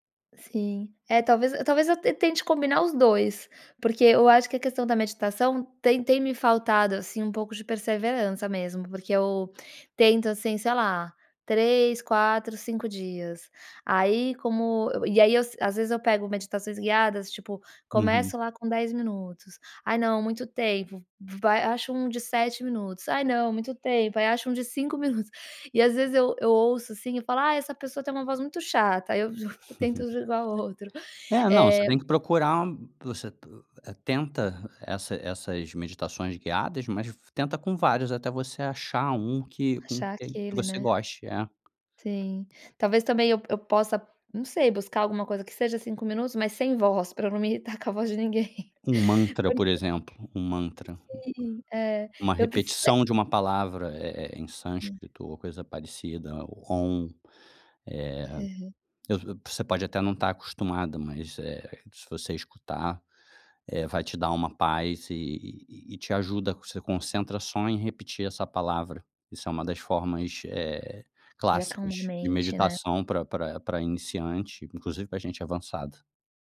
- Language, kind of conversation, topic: Portuguese, advice, Como lidar com o estresse ou a ansiedade à noite que me deixa acordado até tarde?
- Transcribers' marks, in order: laugh; unintelligible speech; tapping; chuckle